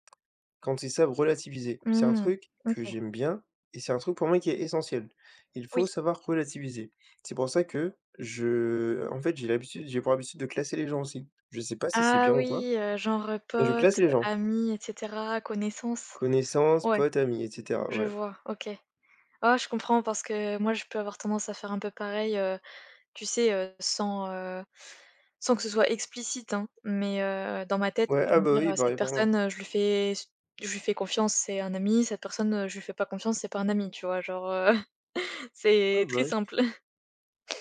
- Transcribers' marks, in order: laughing while speaking: "Genre, heu, c'est très simple"
- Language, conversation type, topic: French, unstructured, Quelle qualité apprécies-tu le plus chez tes amis ?